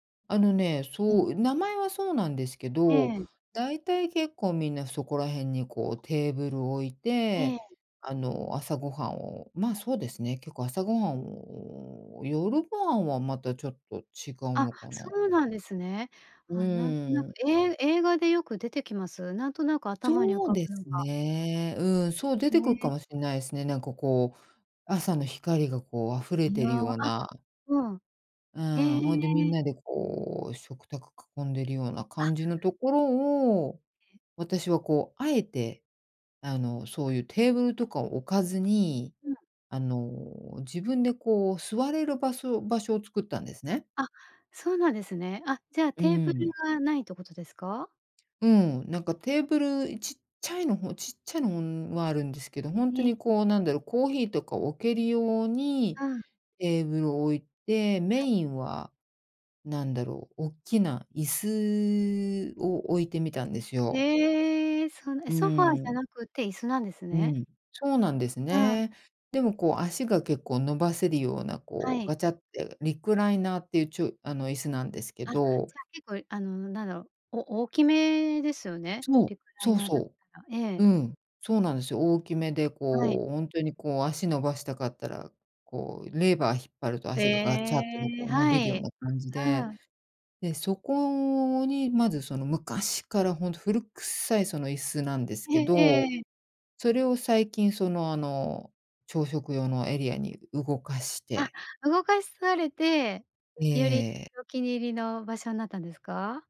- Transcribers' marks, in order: unintelligible speech
- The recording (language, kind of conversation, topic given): Japanese, podcast, 家の中で一番居心地のいい場所はどこですか？